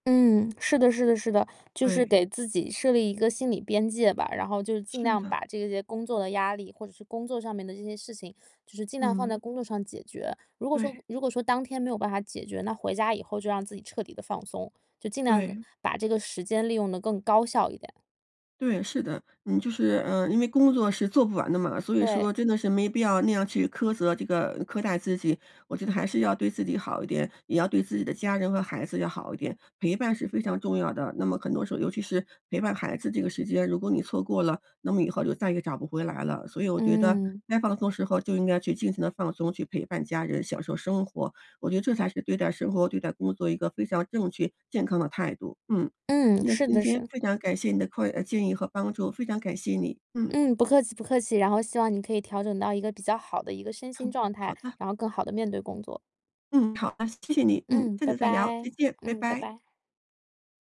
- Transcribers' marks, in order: other background noise; other noise
- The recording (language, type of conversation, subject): Chinese, advice, 我怎样才能马上减轻身体的紧张感？